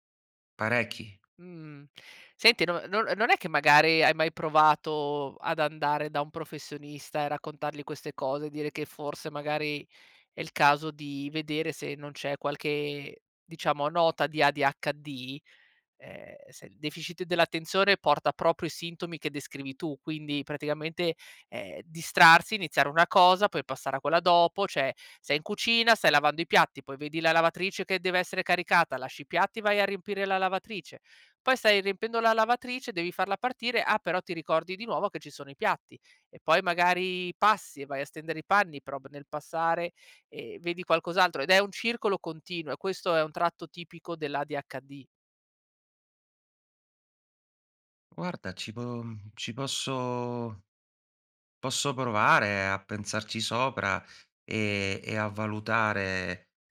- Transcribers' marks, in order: tapping; "cioè" said as "ceh"
- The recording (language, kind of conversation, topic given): Italian, advice, Perché faccio fatica a concentrarmi e a completare i compiti quotidiani?